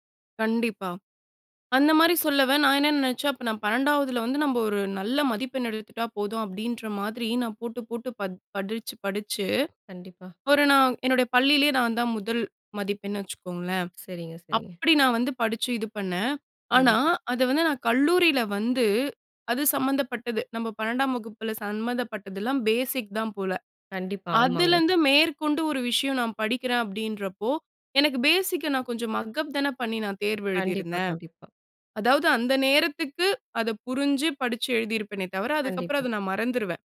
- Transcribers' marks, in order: in English: "பேசிக்"; in English: "பேசிக்"; in English: "மக்அப்"
- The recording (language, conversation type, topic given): Tamil, podcast, நீங்கள் கல்வியை ஆயுள் முழுவதும் தொடரும் ஒரு பயணமாகக் கருதுகிறீர்களா?